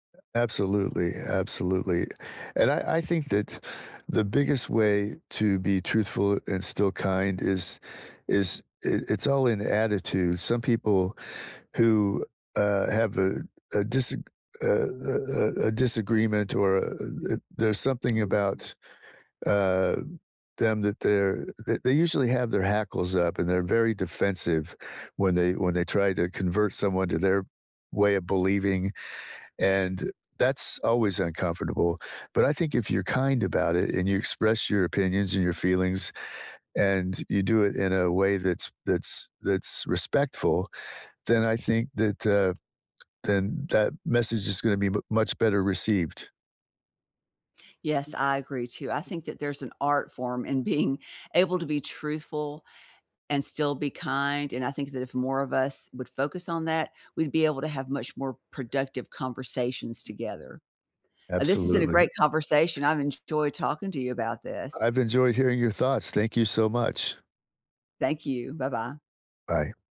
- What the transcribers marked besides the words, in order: other background noise; laughing while speaking: "in being"
- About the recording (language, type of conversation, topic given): English, unstructured, How do you feel about telling the truth when it hurts someone?
- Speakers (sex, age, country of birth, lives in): female, 65-69, United States, United States; male, 60-64, United States, United States